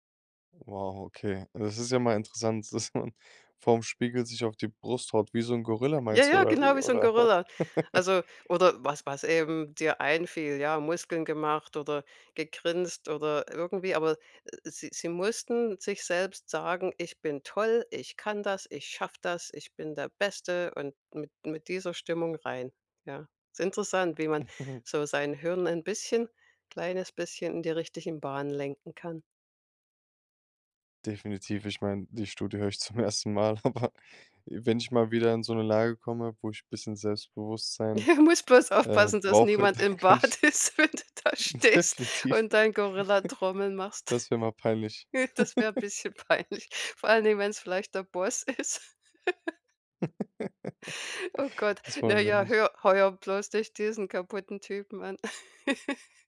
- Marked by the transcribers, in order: laughing while speaking: "man"; laugh; chuckle; other background noise; laughing while speaking: "ersten"; laughing while speaking: "aber"; giggle; laughing while speaking: "dass niemand im Bad ist, wenn du da stehst"; laughing while speaking: "dann kann ich"; laughing while speaking: "Definitiv"; giggle; laughing while speaking: "peinlich"; laugh; laughing while speaking: "ist"; laugh; laugh
- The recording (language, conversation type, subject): German, podcast, Hast du Tricks, um dich schnell selbstsicher zu fühlen?